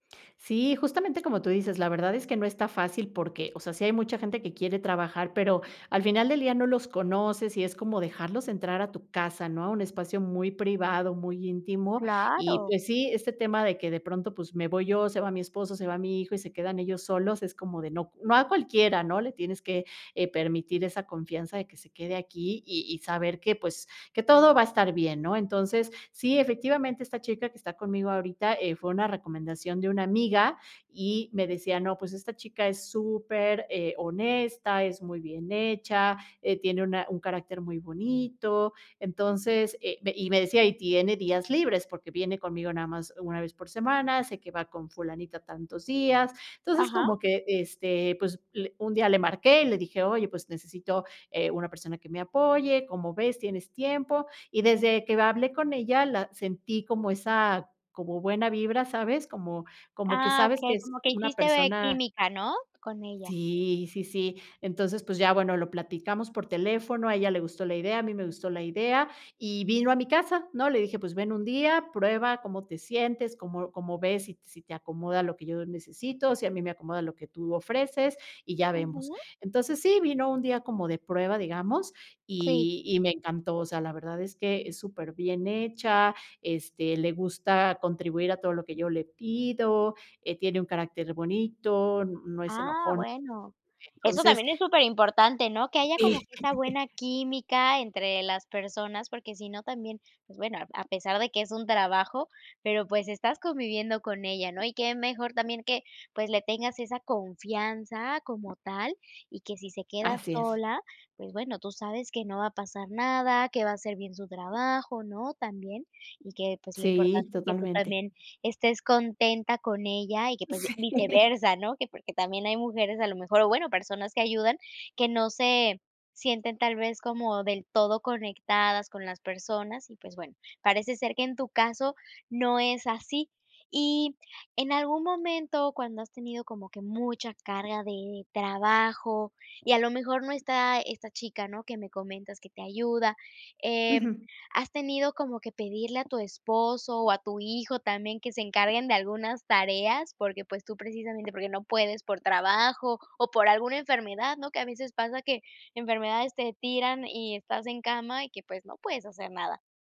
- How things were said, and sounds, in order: laughing while speaking: "Sí"; laughing while speaking: "Sí"
- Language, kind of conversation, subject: Spanish, podcast, ¿Cómo organizas las tareas del hogar con tu familia?